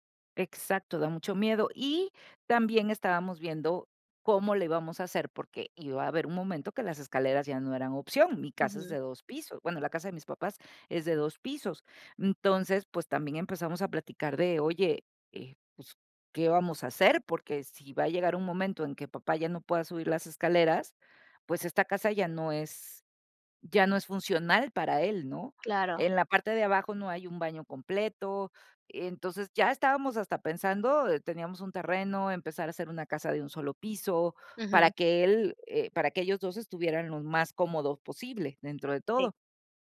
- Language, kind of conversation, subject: Spanish, podcast, ¿Cómo decides si cuidar a un padre mayor en casa o buscar ayuda externa?
- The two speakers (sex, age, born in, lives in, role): female, 40-44, Mexico, Mexico, host; female, 50-54, Mexico, Mexico, guest
- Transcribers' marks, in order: none